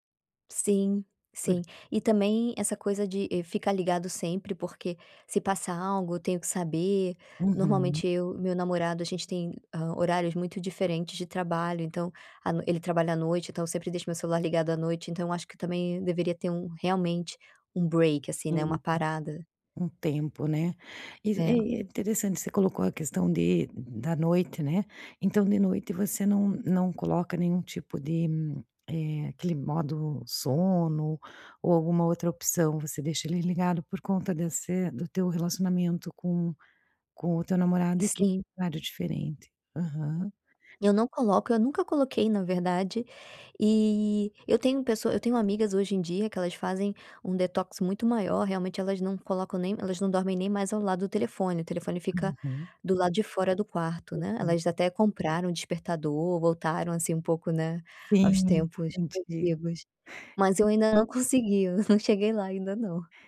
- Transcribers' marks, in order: in English: "break"; other background noise
- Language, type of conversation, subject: Portuguese, podcast, Como você faz detox digital quando precisa descansar?